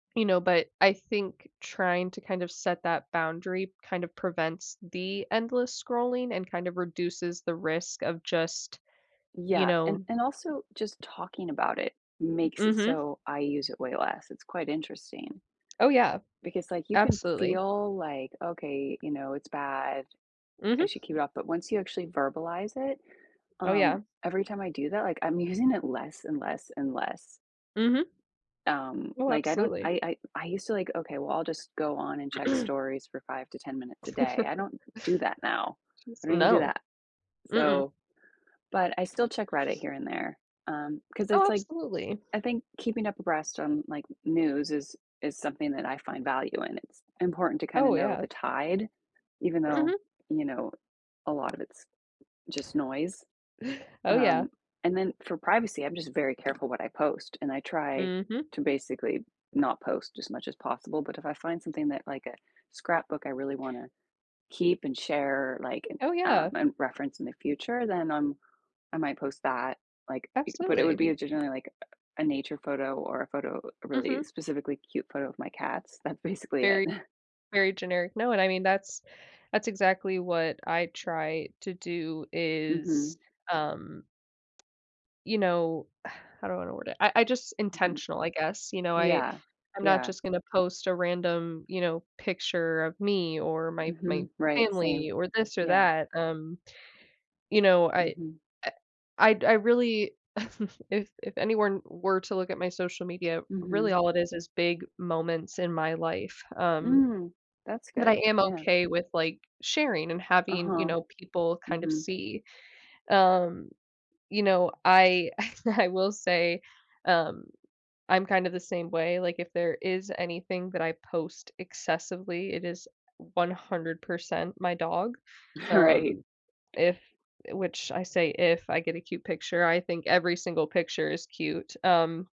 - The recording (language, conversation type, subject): English, unstructured, Do you think the benefits of social media outweigh the potential privacy risks?
- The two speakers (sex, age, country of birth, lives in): female, 20-24, United States, United States; female, 45-49, United States, United States
- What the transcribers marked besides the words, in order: other background noise; alarm; tapping; laughing while speaking: "I'm using it"; throat clearing; chuckle; unintelligible speech; laughing while speaking: "That's basically it"; chuckle; sigh; chuckle; chuckle; laughing while speaking: "I will"; chuckle; laughing while speaking: "Right"